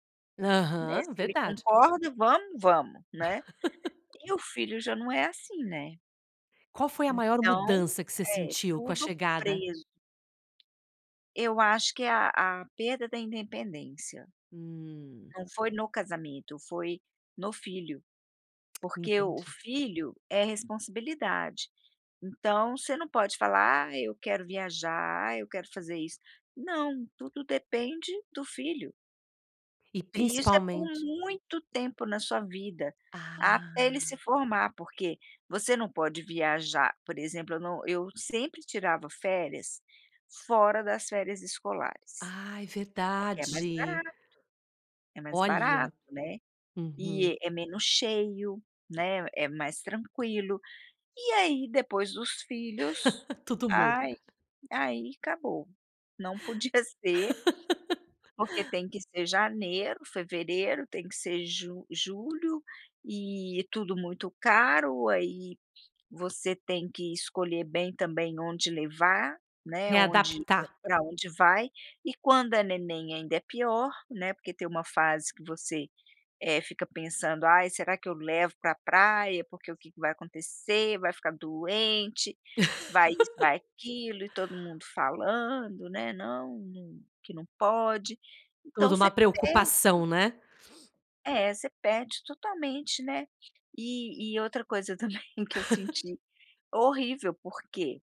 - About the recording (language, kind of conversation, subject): Portuguese, podcast, Qual foi um momento que mudou sua vida para sempre?
- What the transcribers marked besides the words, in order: laugh; tapping; laugh; laughing while speaking: "podia ser"; laugh; laugh; laughing while speaking: "também que eu senti"; chuckle